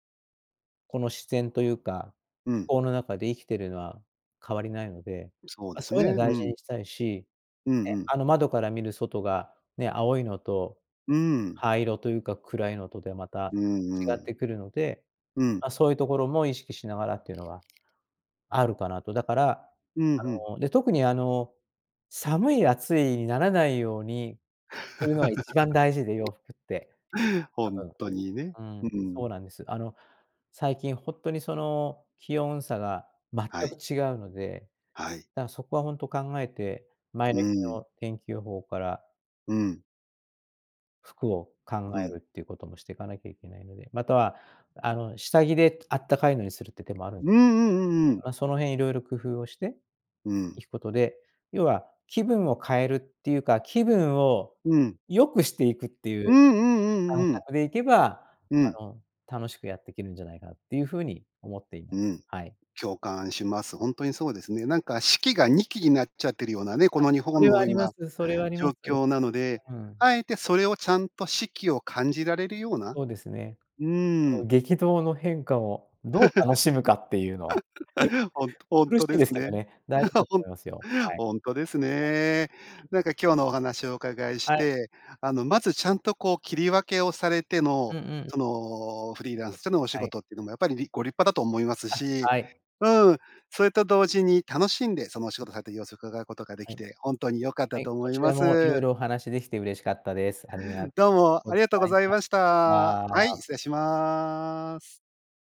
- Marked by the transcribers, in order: tapping; laugh; laugh; chuckle; unintelligible speech
- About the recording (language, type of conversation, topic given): Japanese, podcast, 服で気分を変えるコツってある？